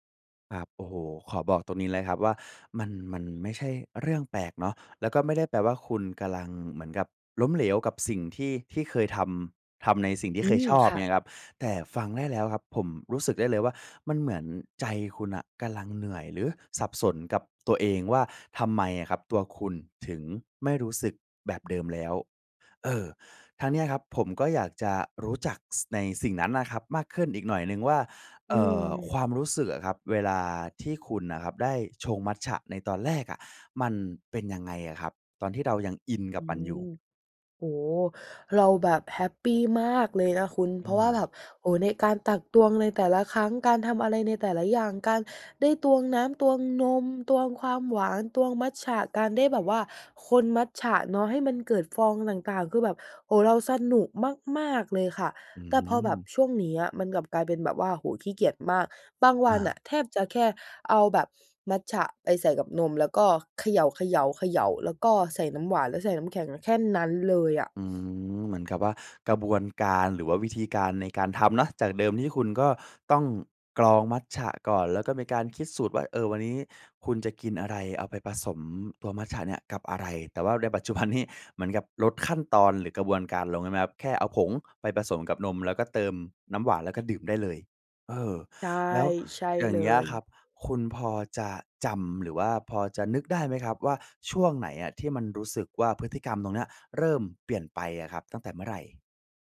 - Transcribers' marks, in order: "กำลัง" said as "กะลัง"; "กำลัง" said as "กะลัง"; sniff; sniff; laughing while speaking: "ปัจจุบันนี้"
- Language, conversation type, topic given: Thai, advice, ฉันเริ่มหมดแรงจูงใจที่จะทำสิ่งที่เคยชอบ ควรเริ่มทำอะไรได้บ้าง?